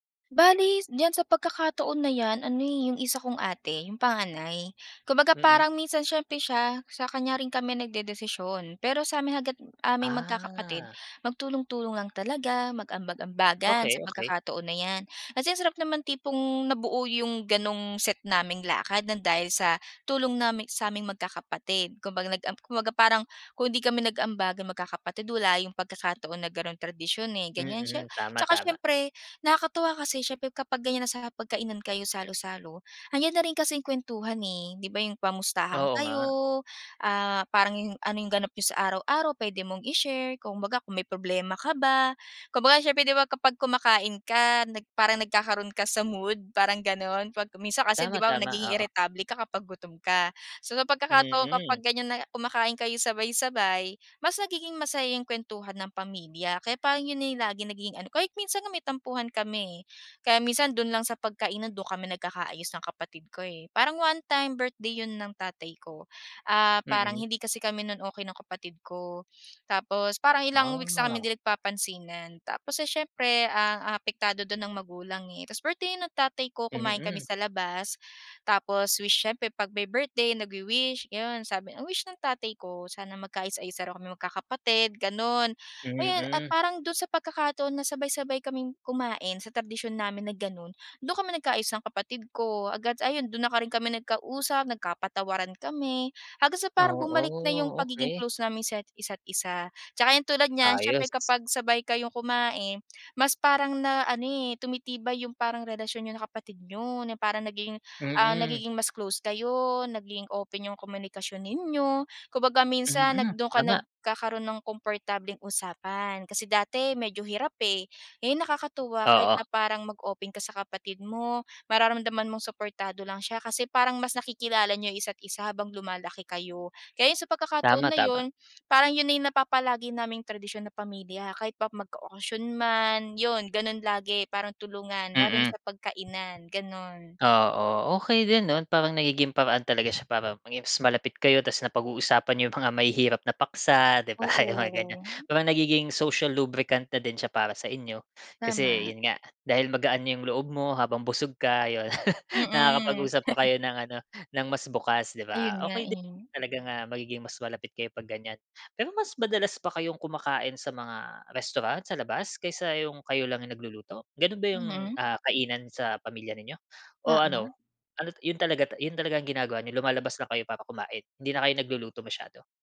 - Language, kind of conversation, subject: Filipino, podcast, Ano ang paborito ninyong tradisyon sa pamilya?
- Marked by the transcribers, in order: other background noise; laughing while speaking: "'di ba mga ganyan"; in English: "social lubricant"; laugh; chuckle